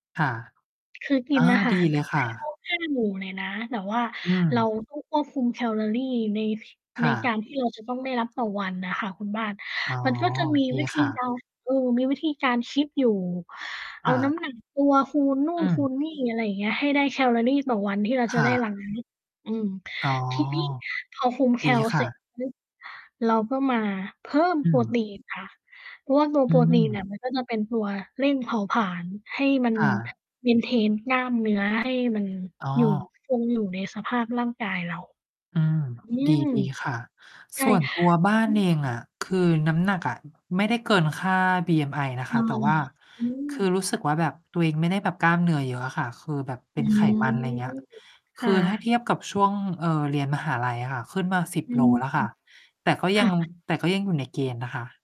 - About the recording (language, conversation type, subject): Thai, unstructured, ทำไมบางคนถึงรู้สึกขี้เกียจออกกำลังกายบ่อยๆ?
- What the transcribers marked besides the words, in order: other background noise; distorted speech; in English: "Maintain"